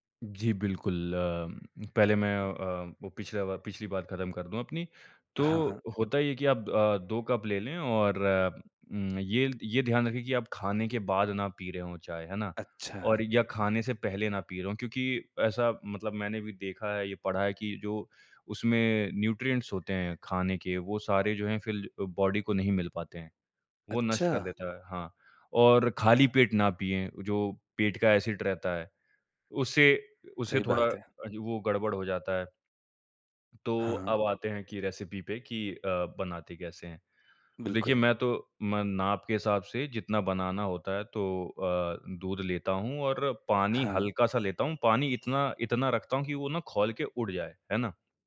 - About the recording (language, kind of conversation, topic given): Hindi, podcast, चाय या कॉफ़ी आपके ध्यान को कैसे प्रभावित करती हैं?
- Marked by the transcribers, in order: tapping; in English: "न्यूट्रिएंट्स"; in English: "बॉडी"; in English: "ऐसिड"; in English: "रेसिपी"; other background noise